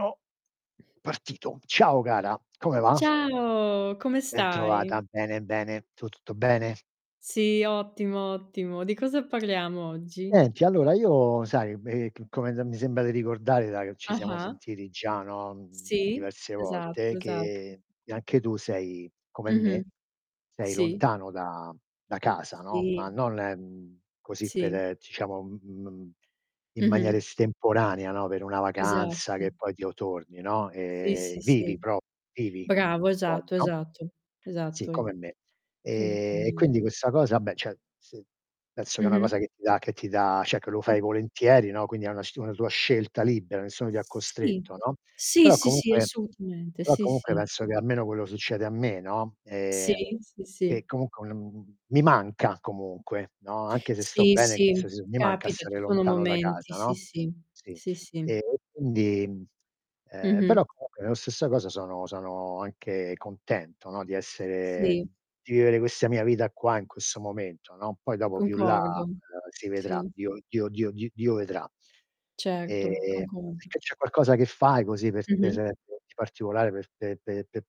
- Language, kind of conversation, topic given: Italian, unstructured, Che cosa ti rende felice quando sei lontano da casa?
- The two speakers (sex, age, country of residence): female, 30-34, Italy; male, 60-64, United States
- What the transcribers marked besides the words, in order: distorted speech; tapping; "torni" said as "otorni"; "cioè" said as "ceh"; other noise; "cioè" said as "ceh"; drawn out: "Ehm"; unintelligible speech